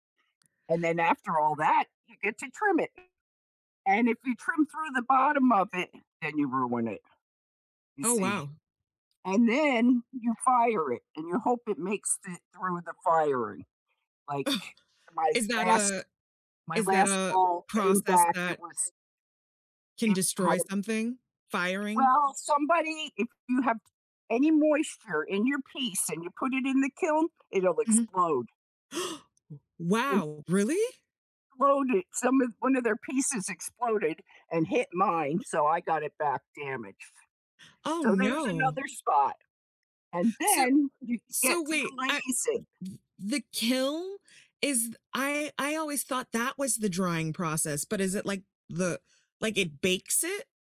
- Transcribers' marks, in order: chuckle; background speech; gasp; "Exploded" said as "ploded"
- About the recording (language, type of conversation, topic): English, unstructured, What new hobbies are you excited to explore this year, and what draws you to them?
- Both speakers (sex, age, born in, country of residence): female, 35-39, United States, United States; female, 70-74, United States, United States